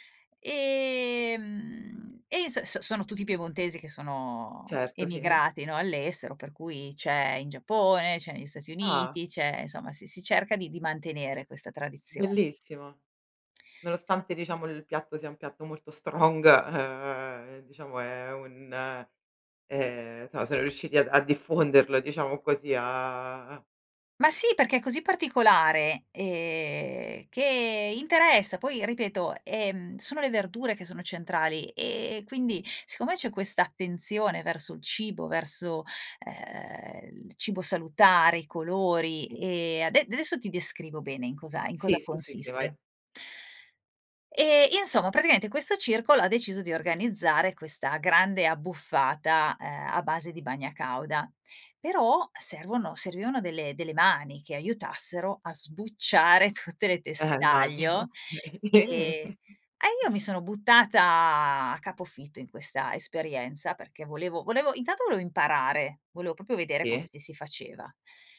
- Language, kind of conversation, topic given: Italian, podcast, Qual è un’esperienza culinaria condivisa che ti ha colpito?
- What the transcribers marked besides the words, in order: in English: "strong"; "adesso" said as "desso"; "Sì" said as "tì"; tapping; "praticamente" said as "praticaente"; "immagino" said as "magino"; chuckle; other background noise; "volevo" said as "voleo"; "volevo" said as "voleo"; "proprio" said as "propio"; "Sì" said as "tì"